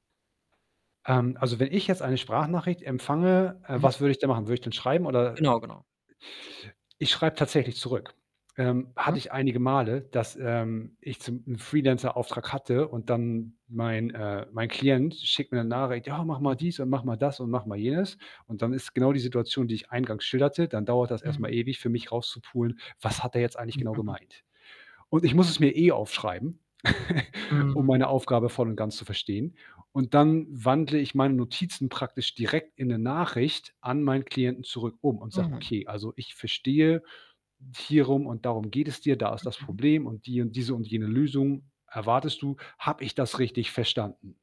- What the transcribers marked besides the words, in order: distorted speech; other noise; snort; chuckle
- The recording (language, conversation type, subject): German, podcast, Wie fühlst du dich, ganz ehrlich, bei Sprachnachrichten?